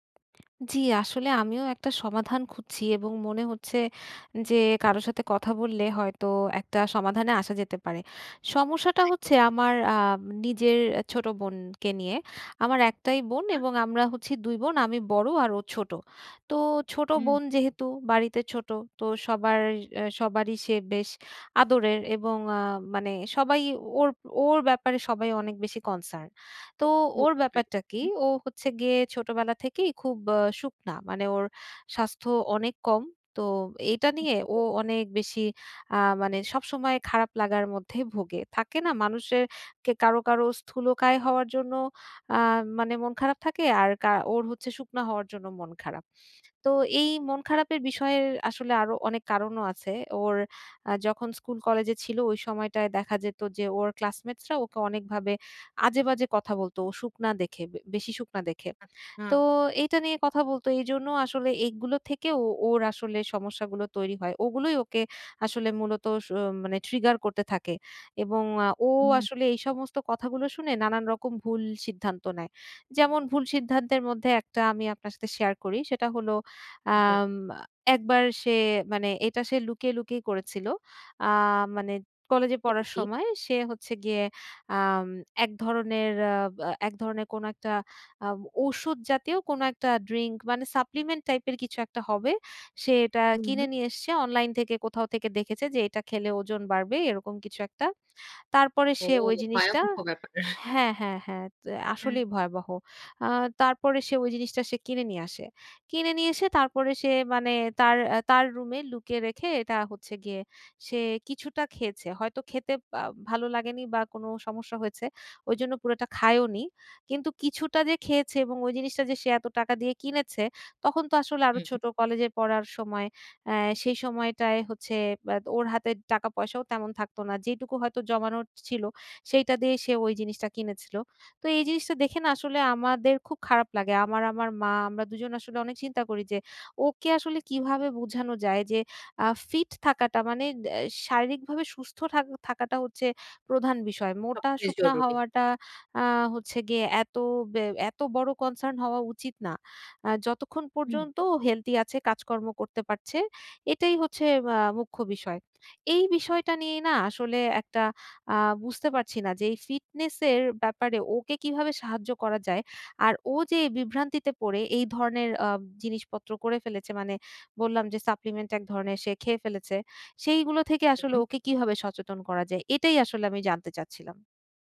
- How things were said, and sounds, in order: other background noise; unintelligible speech; unintelligible speech; unintelligible speech; chuckle
- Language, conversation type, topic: Bengali, advice, ফিটনেস লক্ষ্য ঠিক না হওয়ায় বিভ্রান্তি ও সিদ্ধান্তহীনতা